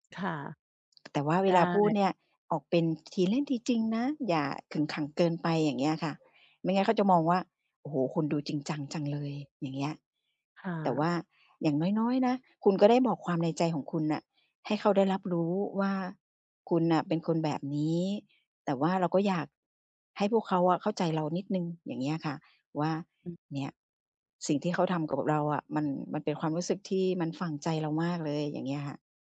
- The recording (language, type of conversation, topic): Thai, advice, ฉันควรทำอย่างไรเมื่อรู้สึกกังวลและประหม่าเมื่อต้องไปงานเลี้ยงกับเพื่อนๆ?
- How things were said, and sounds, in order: other background noise